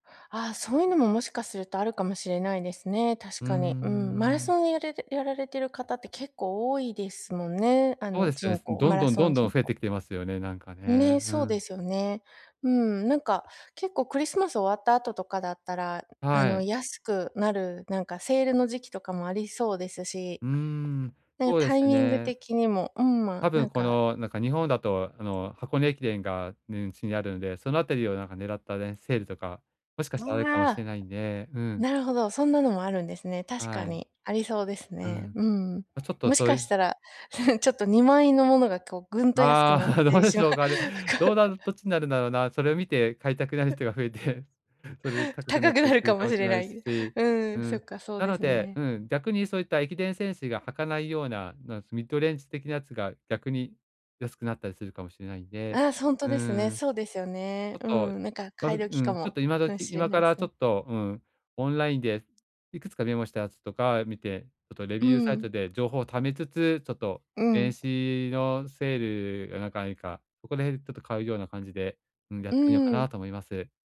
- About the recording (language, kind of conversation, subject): Japanese, advice, 買い物で良いアイテムを見つけるにはどうすればいいですか？
- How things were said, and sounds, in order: other noise; other background noise; chuckle; laugh; laughing while speaking: "安くなってしまうとか"; chuckle; in English: "ミッドレンジ"; tapping